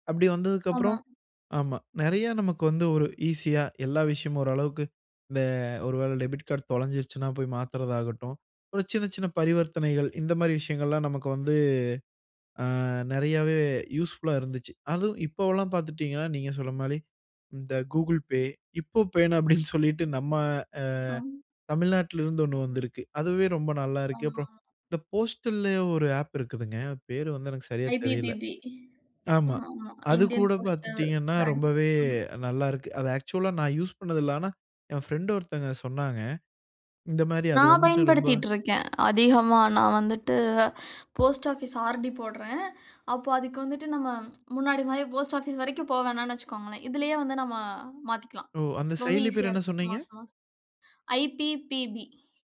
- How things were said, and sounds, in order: in English: "டெபிட் கார்ட்"; in English: "யூஸ்ஃபுல்லா"; in English: "கூகுள் பே"; other background noise; in English: "ஐ.பி.பி.பி"; in English: "இண்டியன் போஸ்டல் பேங்க்"; in English: "ஆக்சுவல்லா"; in English: "யூஸ்"; in English: "போஸ்ட் ஆபீஸ் ஆர்.டி"; tsk; in English: "ஐ.பி.பி.பி"
- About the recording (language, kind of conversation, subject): Tamil, podcast, டிஜிட்டல் பணம் நம்ம அன்றாட வாழ்க்கையை எளிதாக்குமா?